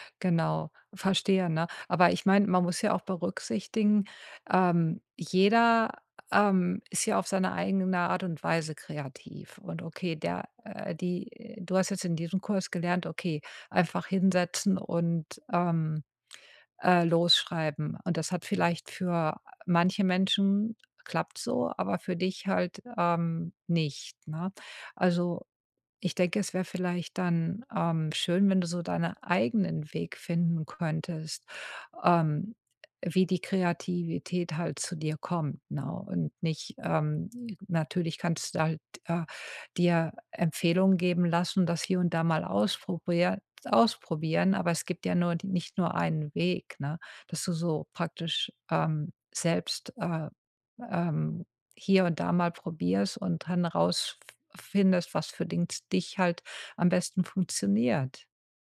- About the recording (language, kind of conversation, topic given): German, advice, Wie kann ich eine kreative Routine aufbauen, auch wenn Inspiration nur selten kommt?
- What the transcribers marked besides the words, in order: none